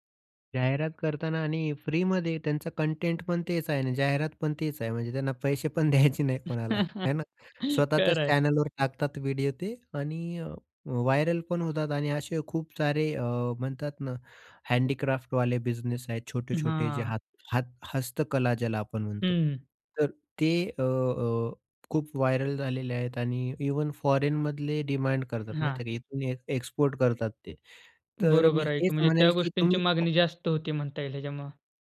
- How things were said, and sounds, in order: other background noise; chuckle; tapping; chuckle; in English: "चॅनलवर"; in English: "व्हायरल"; in English: "हँडीक्राफ्टवाले"; in English: "व्हायरल"; in English: "एक्सपोर्ट"; unintelligible speech
- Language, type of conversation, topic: Marathi, podcast, सोशल मीडियावर तुम्ही तुमचं काम शेअर करता का, आणि का किंवा का नाही?